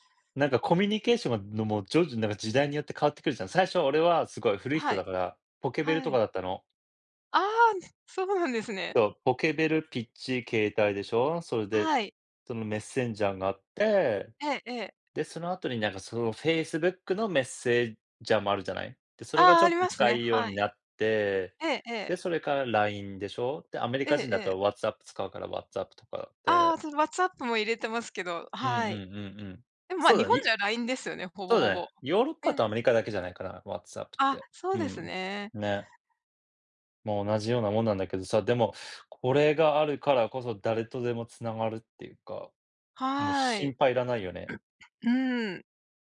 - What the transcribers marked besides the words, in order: tapping
- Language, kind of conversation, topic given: Japanese, unstructured, 技術の進歩によって幸せを感じたのはどんなときですか？